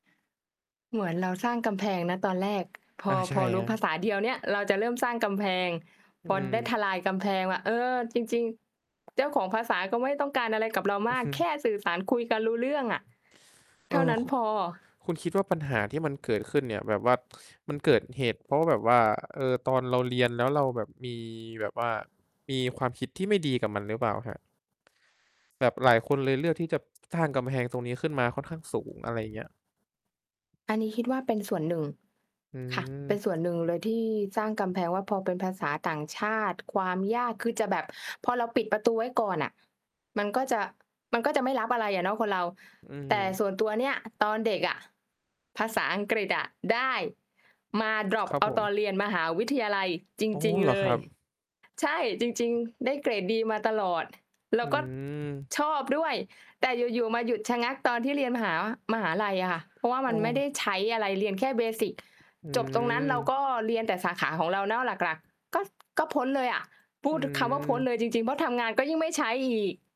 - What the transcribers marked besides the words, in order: tapping; distorted speech; static; other background noise; in English: "เบสิก"
- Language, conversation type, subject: Thai, unstructured, คุณคิดว่าการเรียนภาษาใหม่มีประโยชน์อย่างไร?